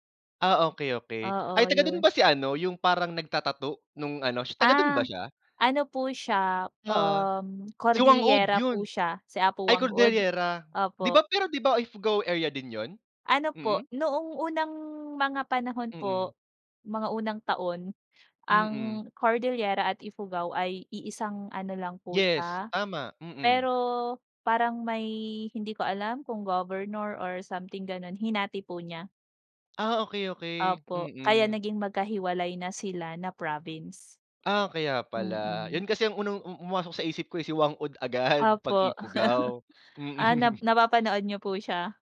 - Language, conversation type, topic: Filipino, unstructured, Ano ang pinakatumatak na pangyayari sa bakasyon mo?
- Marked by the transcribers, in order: chuckle